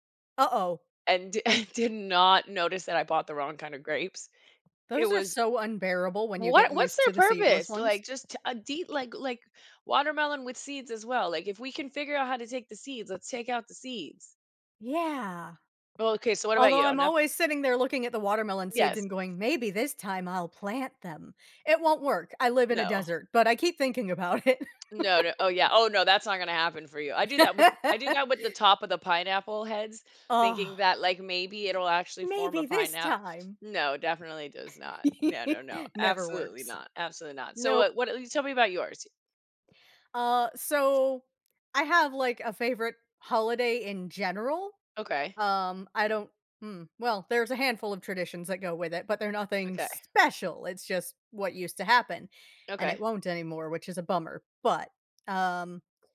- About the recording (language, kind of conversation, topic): English, unstructured, How do special holiday moments shape the way you celebrate today?
- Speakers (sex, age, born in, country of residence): female, 35-39, United States, United States; female, 40-44, United States, United States
- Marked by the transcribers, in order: laughing while speaking: "and"; tapping; other background noise; laughing while speaking: "it"; laugh; put-on voice: "Maybe this time"; laugh; stressed: "special"